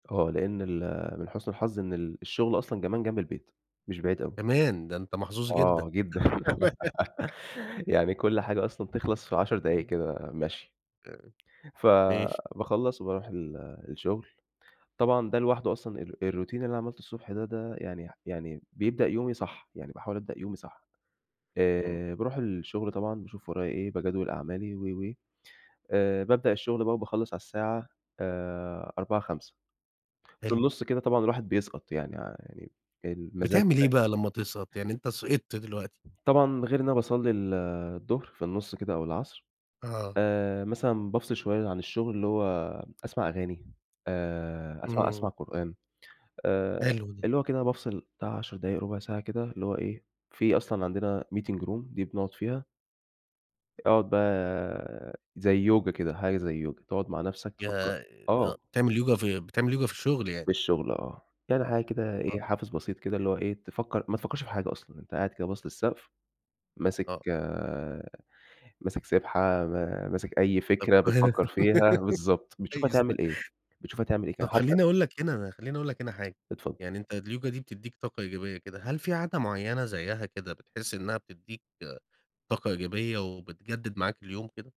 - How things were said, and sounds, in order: laugh; other noise; in English: "الroutine"; in English: "meeting room"; laugh; laughing while speaking: "كويس"; tapping
- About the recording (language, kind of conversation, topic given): Arabic, podcast, إيه اللي بتعمله عشان تفضل متحفّز كل يوم؟